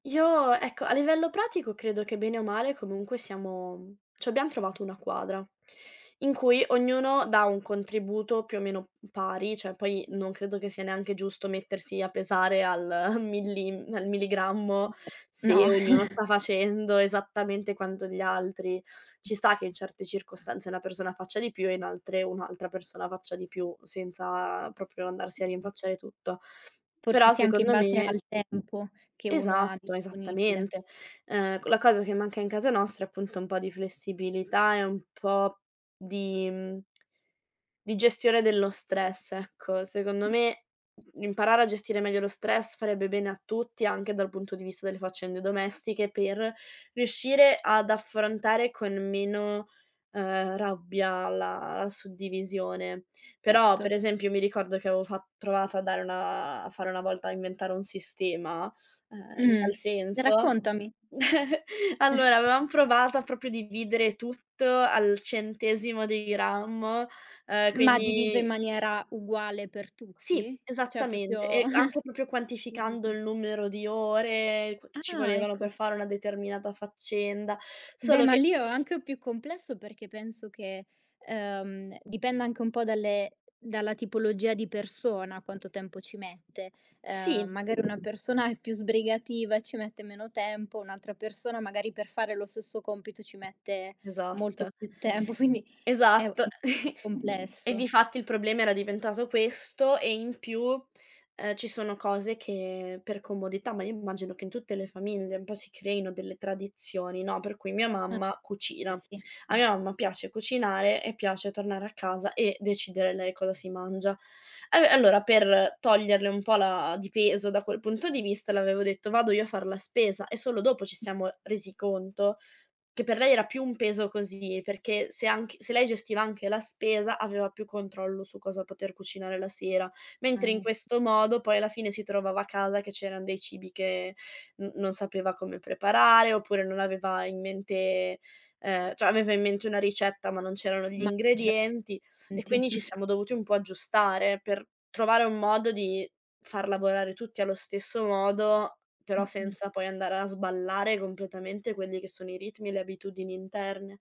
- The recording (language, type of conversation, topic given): Italian, podcast, Come gestisci la divisione dei ruoli e dei compiti in casa?
- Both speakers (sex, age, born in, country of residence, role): female, 25-29, Italy, Italy, guest; female, 25-29, Italy, Italy, host
- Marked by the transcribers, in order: "cioè" said as "ceh"; other background noise; "cioè" said as "ceh"; chuckle; tapping; chuckle; "proprio" said as "propio"; chuckle; "proprio" said as "propo"; "Cioè" said as "Ceh"; "proprio" said as "propio"; "proprio" said as "propio"; chuckle; laughing while speaking: "è"; chuckle; "cioè" said as "ceh"; unintelligible speech; chuckle